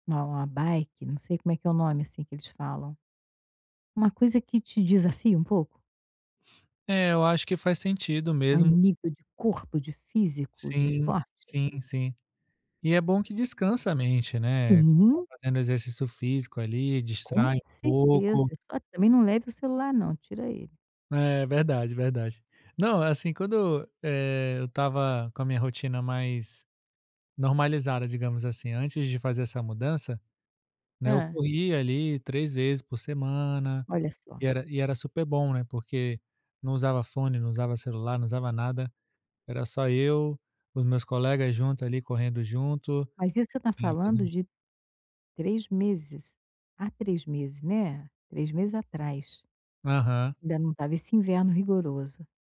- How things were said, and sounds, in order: in English: "bike"; other background noise
- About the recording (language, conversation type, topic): Portuguese, advice, Como posso me acalmar agora se estou me sentindo sobrecarregado e desconectado do que importa?
- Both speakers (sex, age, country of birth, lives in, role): female, 65-69, Brazil, Portugal, advisor; male, 35-39, Brazil, France, user